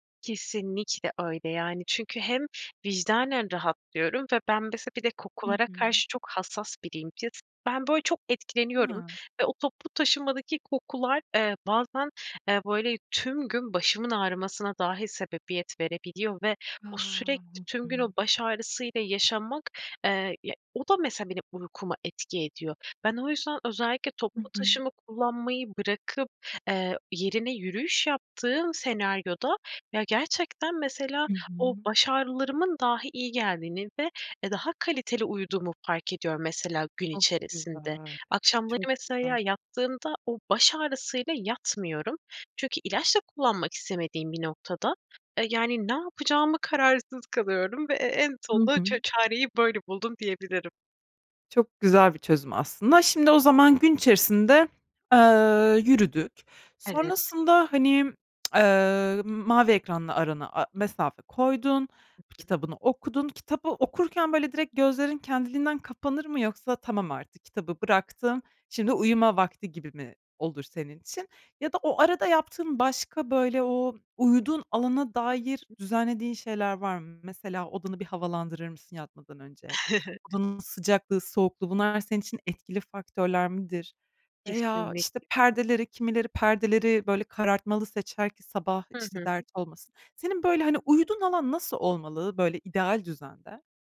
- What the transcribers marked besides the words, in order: other background noise; "mesela" said as "meseya"; tsk; unintelligible speech; chuckle
- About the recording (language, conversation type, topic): Turkish, podcast, Uyku düzenini iyileştirmek için neler yapıyorsunuz, tavsiye verebilir misiniz?